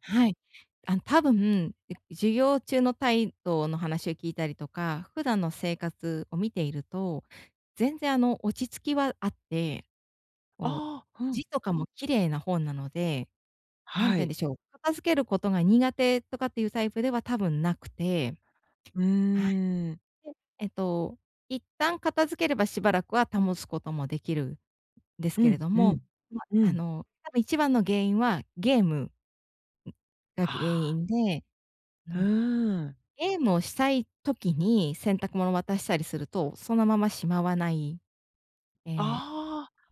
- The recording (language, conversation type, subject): Japanese, advice, 家の散らかりは私のストレスにどのような影響を与えますか？
- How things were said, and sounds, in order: tapping; other noise